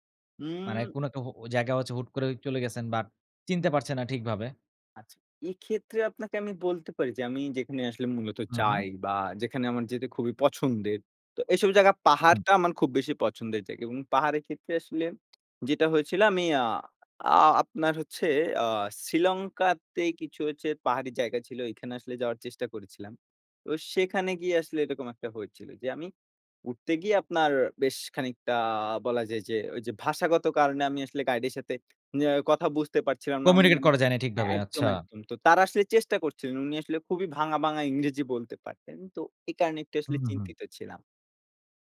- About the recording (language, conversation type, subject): Bengali, podcast, তোমার জীবনের সবচেয়ে স্মরণীয় সাহসিক অভিযানের গল্প কী?
- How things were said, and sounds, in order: none